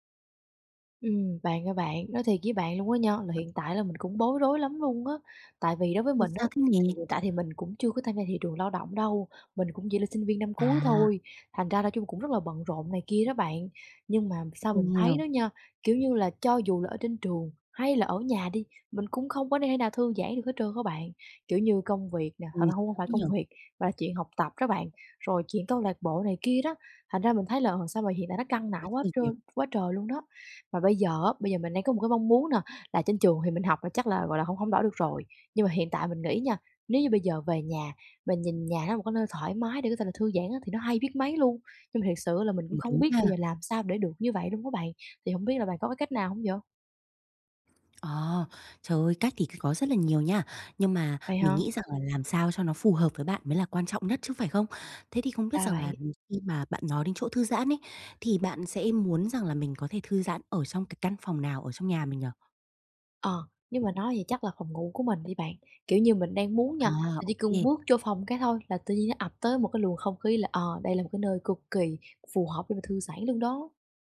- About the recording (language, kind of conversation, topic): Vietnamese, advice, Làm thế nào để biến nhà thành nơi thư giãn?
- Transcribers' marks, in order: tapping; other background noise